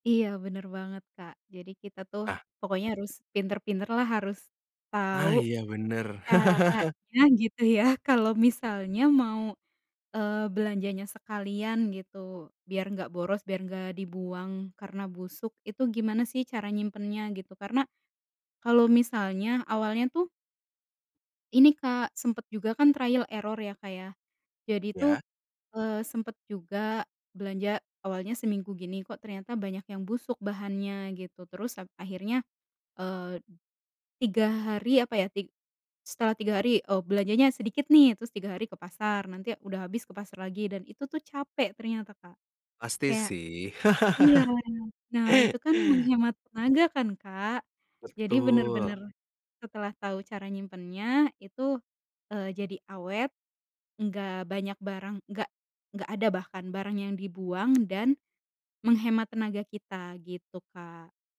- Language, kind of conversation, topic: Indonesian, podcast, Bagaimana pengalaman Anda mengurangi pemborosan makanan di dapur?
- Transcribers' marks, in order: chuckle; laughing while speaking: "gitu, ya"; in English: "trial error"; chuckle; tapping; other background noise